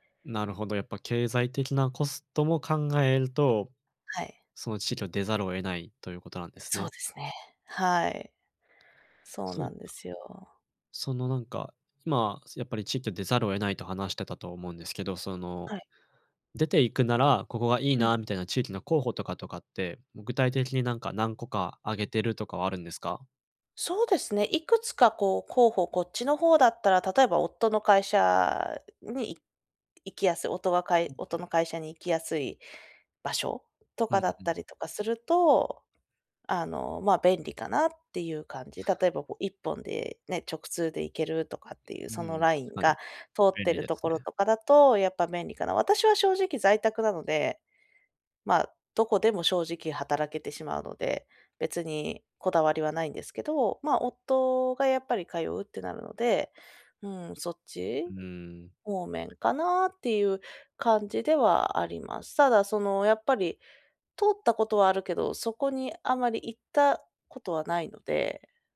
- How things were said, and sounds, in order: none
- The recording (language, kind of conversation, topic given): Japanese, advice, 引っ越して生活をリセットするべきか迷っていますが、どう考えればいいですか？